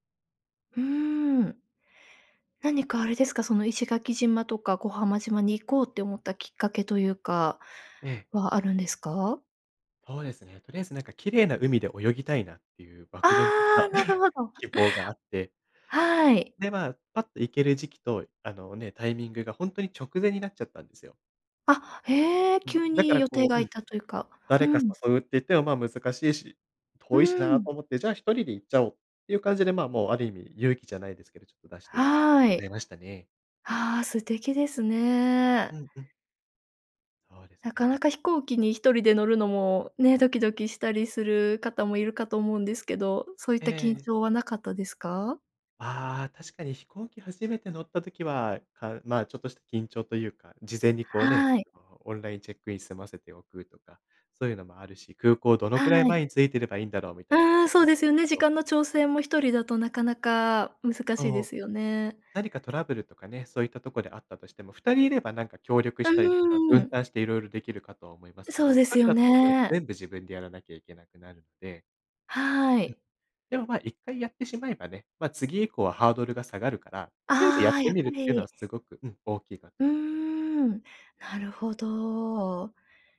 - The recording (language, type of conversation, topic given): Japanese, podcast, 旅行で学んだ大切な教訓は何ですか？
- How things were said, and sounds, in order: chuckle; hiccup; unintelligible speech; other noise